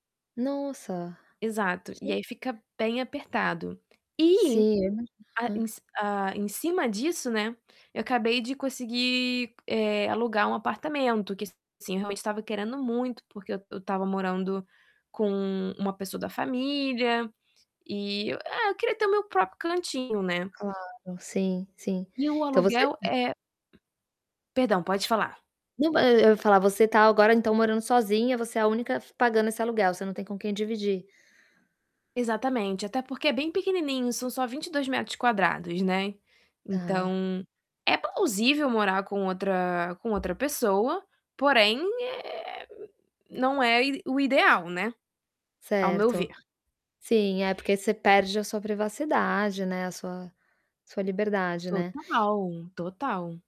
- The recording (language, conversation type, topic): Portuguese, advice, Como posso viajar com um orçamento muito apertado?
- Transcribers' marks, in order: other background noise; distorted speech; tapping